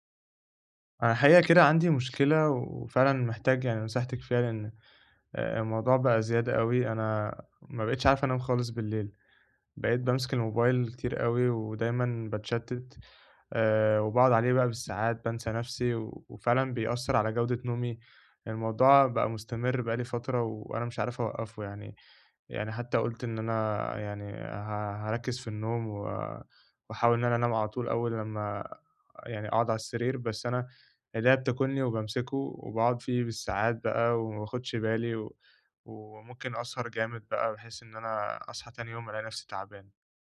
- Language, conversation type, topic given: Arabic, advice, ازاي أقلل استخدام الموبايل قبل النوم عشان نومي يبقى أحسن؟
- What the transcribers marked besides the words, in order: none